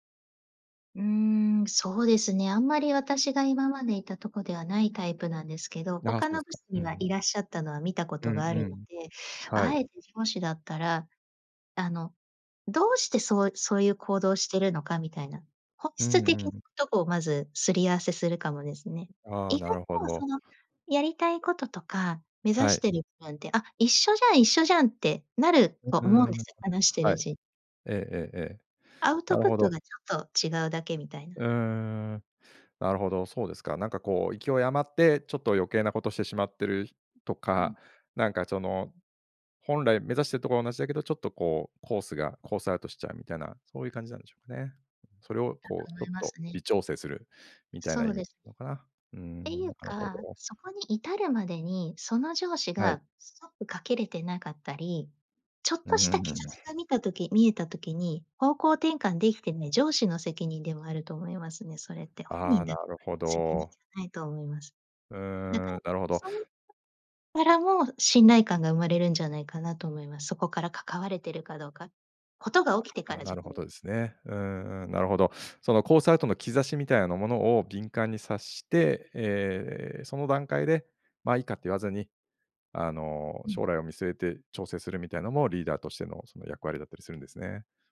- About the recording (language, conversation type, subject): Japanese, podcast, チームの信頼はどのように築けばよいですか？
- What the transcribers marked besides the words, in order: tapping; in English: "アウトプット"; other background noise